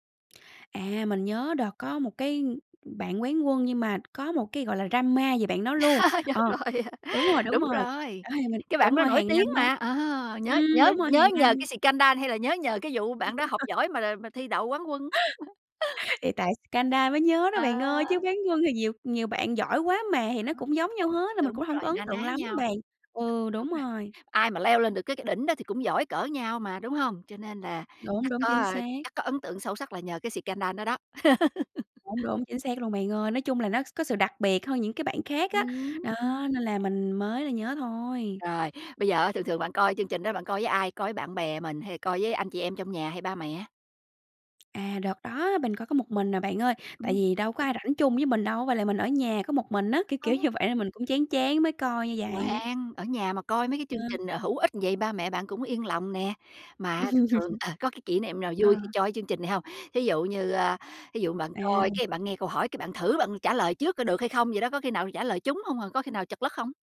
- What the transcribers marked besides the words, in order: tapping; in English: "drama"; laugh; laughing while speaking: "Nhớ rồi"; in English: "xì-căng-đan"; "scandal" said as "xì-căng-đan"; laugh; laugh; in English: "xì-căng-đa"; "scandal" said as "xì-căng-đa"; other noise; other background noise; in English: "xì-căng-đan"; "scandal" said as "xì-căng-đan"; laugh; unintelligible speech; laugh; "choi" said as "coi"
- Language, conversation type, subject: Vietnamese, podcast, Bạn nhớ nhất chương trình truyền hình nào thời thơ ấu?